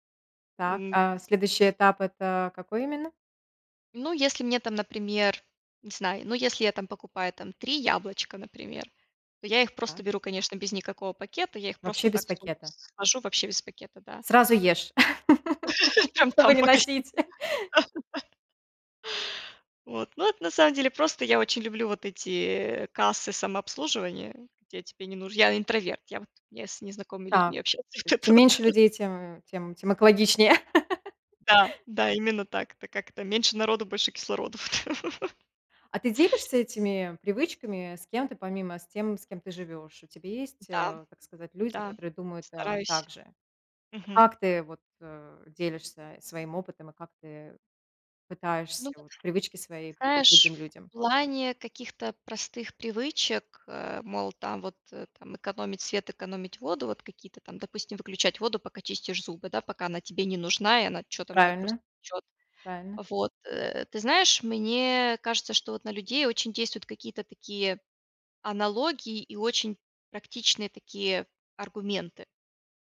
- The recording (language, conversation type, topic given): Russian, podcast, Какие простые привычки помогают не вредить природе?
- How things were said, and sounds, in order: laugh; laughing while speaking: "Прям там в магазине, да-да"; chuckle; laughing while speaking: "общаться не готова, да"; laugh; laugh